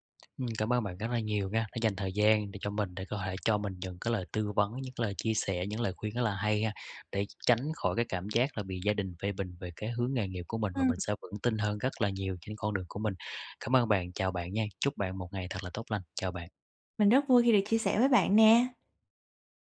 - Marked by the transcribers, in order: tapping
- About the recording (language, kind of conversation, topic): Vietnamese, advice, Làm thế nào để nói chuyện với gia đình khi họ phê bình quyết định chọn nghề hoặc việc học của bạn?